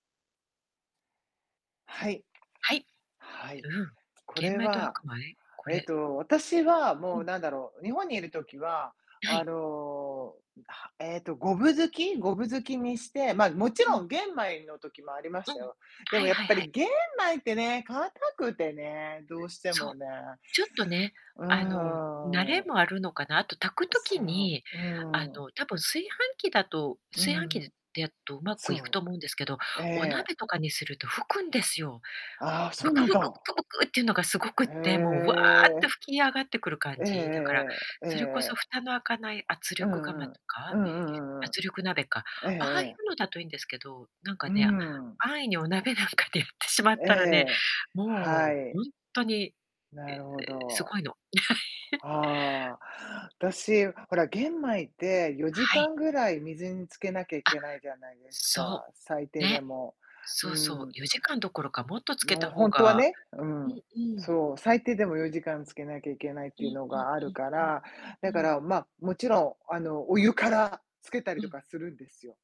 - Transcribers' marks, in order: tapping; unintelligible speech; laugh
- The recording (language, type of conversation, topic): Japanese, unstructured, 玄米と白米では、どちらのほうが栄養価が高いですか？